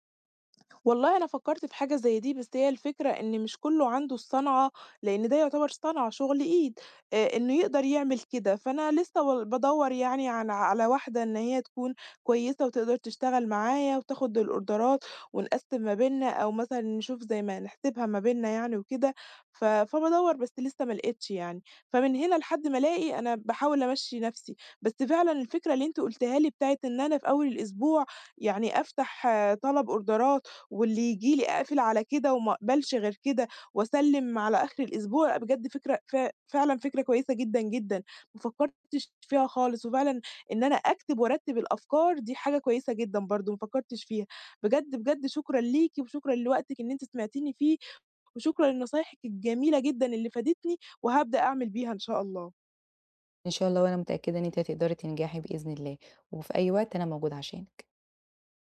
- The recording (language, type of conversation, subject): Arabic, advice, إزاي آخد بريكات قصيرة وفعّالة في الشغل من غير ما أحس بالذنب؟
- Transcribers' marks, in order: in English: "الأوردرات"; tapping; in English: "أوردرات"